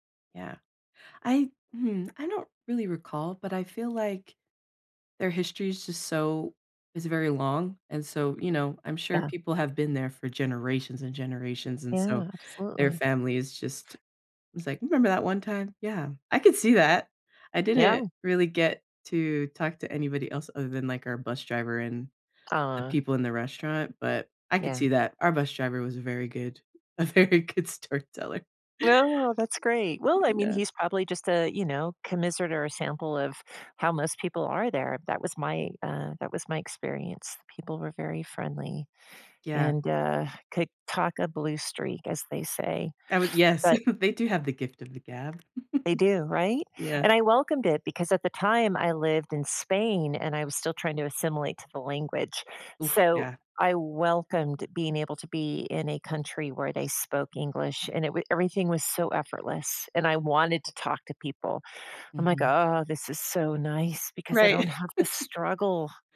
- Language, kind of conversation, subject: English, unstructured, How can I meet someone amazing while traveling?
- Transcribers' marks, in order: other background noise; laughing while speaking: "storyteller"; tapping; chuckle; chuckle; chuckle